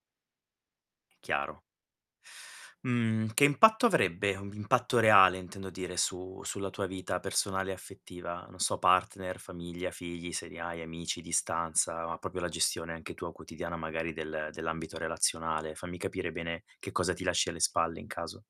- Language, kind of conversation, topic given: Italian, advice, Dovrei accettare un’offerta di lavoro in un’altra città?
- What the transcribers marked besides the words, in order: "proprio" said as "propio"